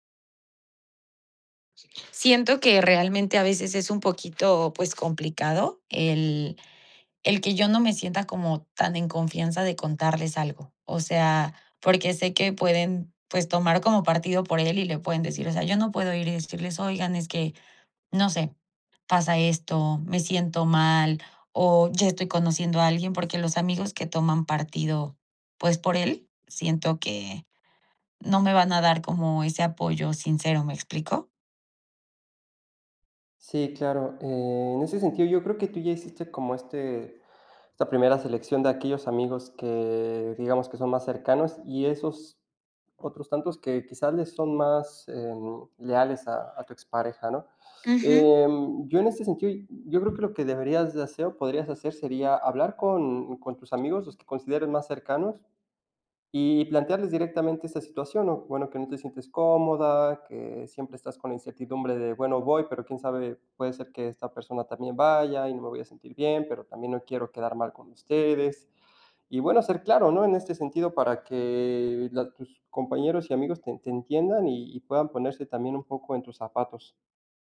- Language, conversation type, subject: Spanish, advice, ¿Cómo puedo lidiar con las amistades en común que toman partido después de una ruptura?
- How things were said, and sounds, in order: tapping